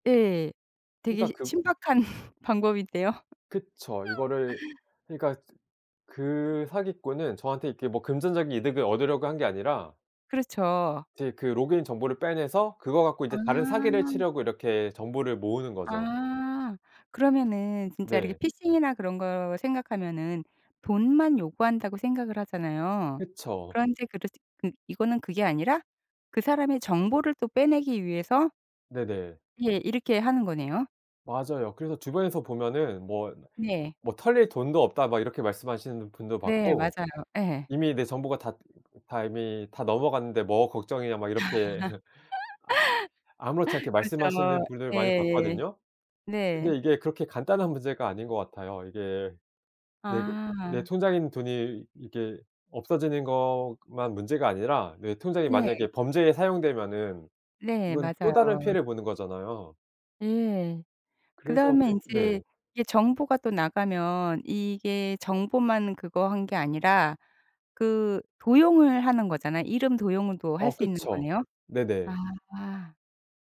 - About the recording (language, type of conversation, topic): Korean, podcast, 실생활에서 개인정보를 어떻게 안전하게 지킬 수 있을까요?
- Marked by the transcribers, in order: other background noise; laughing while speaking: "신박한"; tapping; laugh; laugh; laughing while speaking: "이렇게"